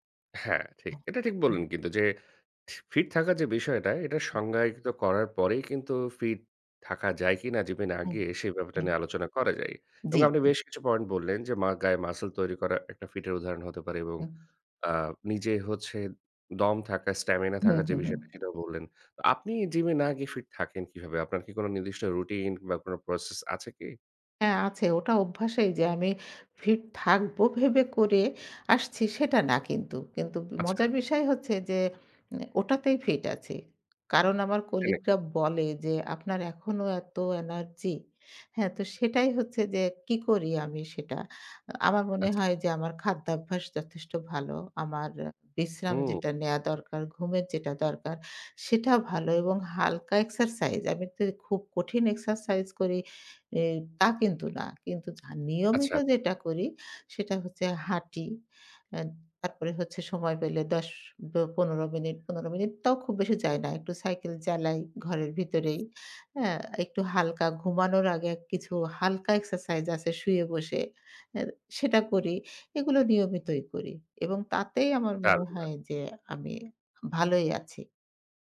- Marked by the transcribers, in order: other background noise; tapping
- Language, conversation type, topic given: Bengali, podcast, জিমে না গিয়ে কীভাবে ফিট থাকা যায়?